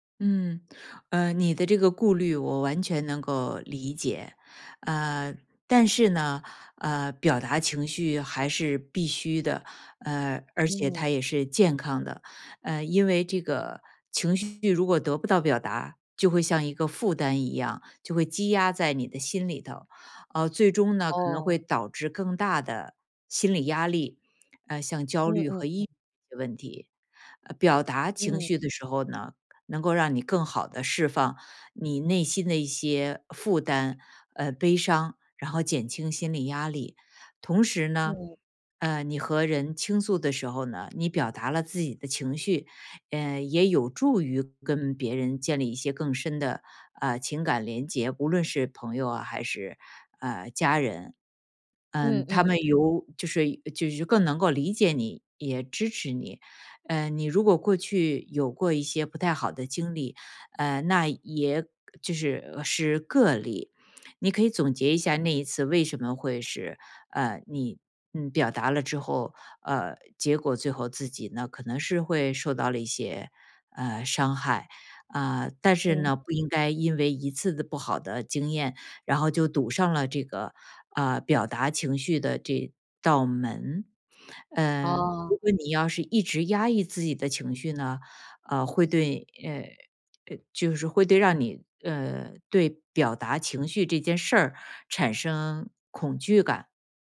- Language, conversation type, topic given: Chinese, advice, 我因为害怕被评判而不敢表达悲伤或焦虑，该怎么办？
- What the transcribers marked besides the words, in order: lip smack; other background noise; lip smack